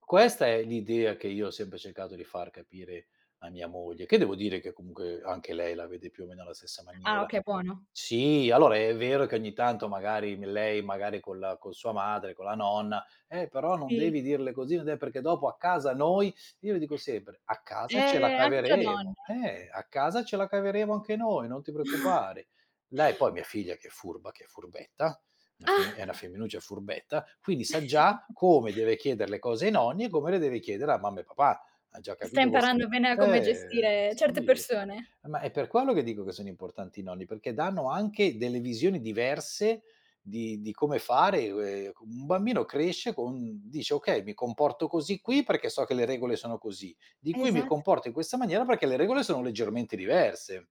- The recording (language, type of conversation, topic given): Italian, podcast, Che ruolo hanno oggi i nonni nell’educazione dei nipoti?
- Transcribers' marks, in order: tapping; chuckle; chuckle; chuckle; unintelligible speech